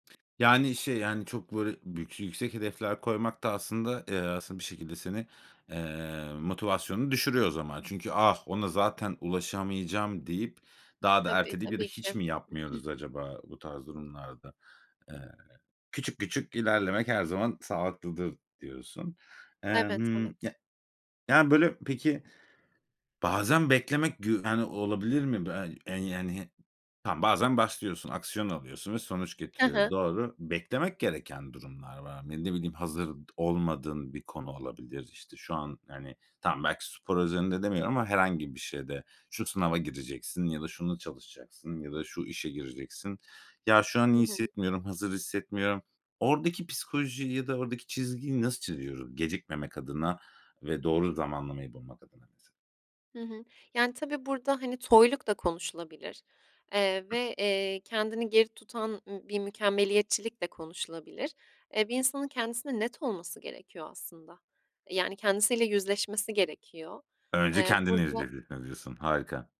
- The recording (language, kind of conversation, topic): Turkish, podcast, En doğru olanı beklemek seni durdurur mu?
- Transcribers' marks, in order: other background noise; throat clearing; unintelligible speech; unintelligible speech; unintelligible speech